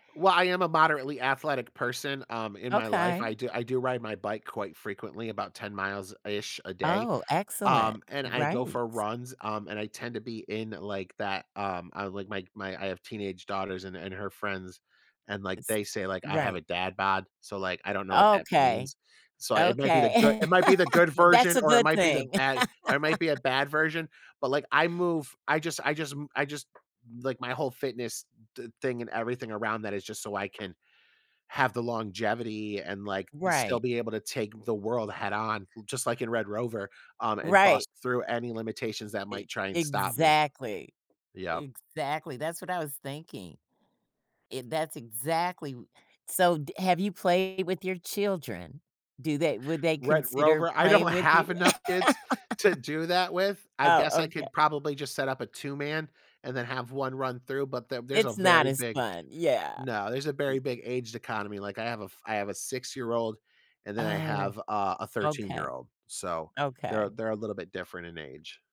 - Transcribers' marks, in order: other background noise; laugh; laugh; tapping; stressed: "exactly"; laughing while speaking: "I don't"; laugh
- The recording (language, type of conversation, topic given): English, podcast, How did childhood games shape who you are today?